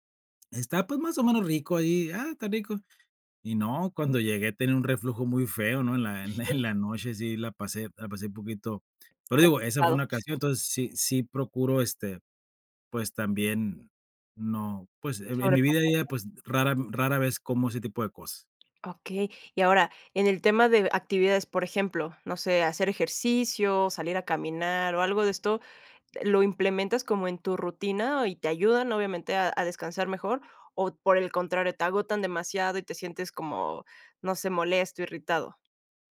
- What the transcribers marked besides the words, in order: chuckle; giggle; giggle; other background noise
- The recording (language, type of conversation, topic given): Spanish, podcast, ¿Qué hábitos te ayudan a dormir mejor por la noche?